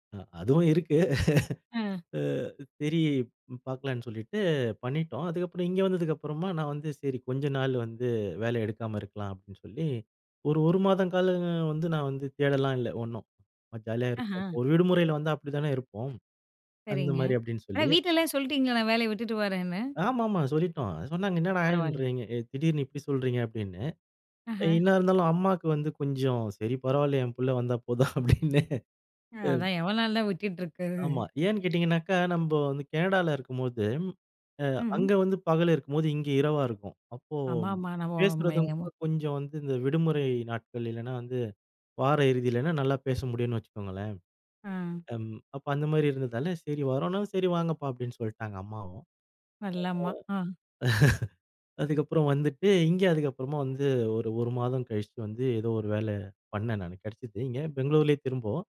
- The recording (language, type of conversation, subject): Tamil, podcast, வேலை மாற்ற முடிவு எடுத்த அனுபவம் பகிர முடியுமா?
- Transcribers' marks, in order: laugh; laughing while speaking: "என் பிள்ள வந்தா போதும் அப்டின்னு"; chuckle; other noise; laugh